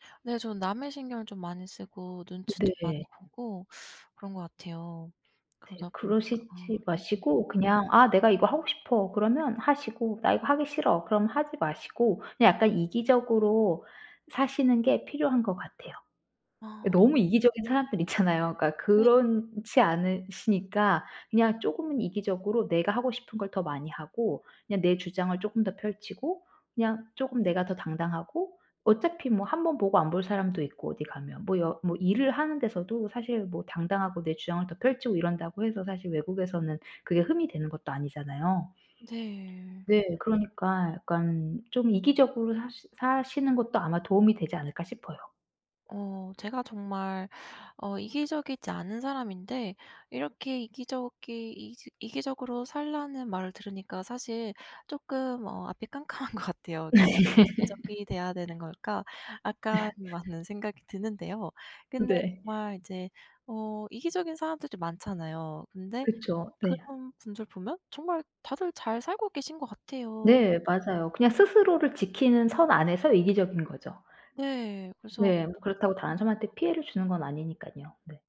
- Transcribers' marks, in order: other background noise; laughing while speaking: "있잖아요"; "그렇지" said as "그런치"; laughing while speaking: "깜깜한 것 같아요"; laugh; laugh; tapping
- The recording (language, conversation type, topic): Korean, advice, 자꾸 스스로를 깎아내리는 생각이 습관처럼 떠오를 때 어떻게 해야 하나요?